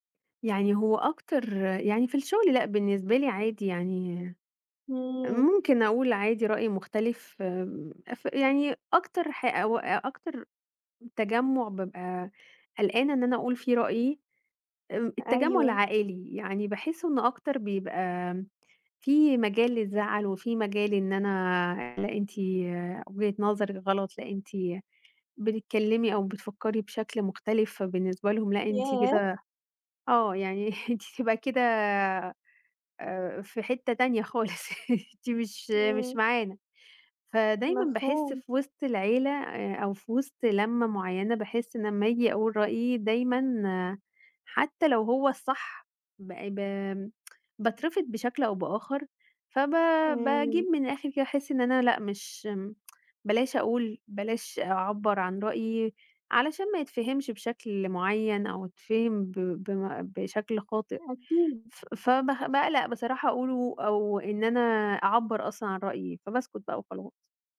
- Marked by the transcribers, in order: other noise; chuckle; laugh; tsk; tsk
- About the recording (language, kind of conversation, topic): Arabic, advice, إزاي بتتعامَل مع خوفك من الرفض لما بتقول رأي مختلف؟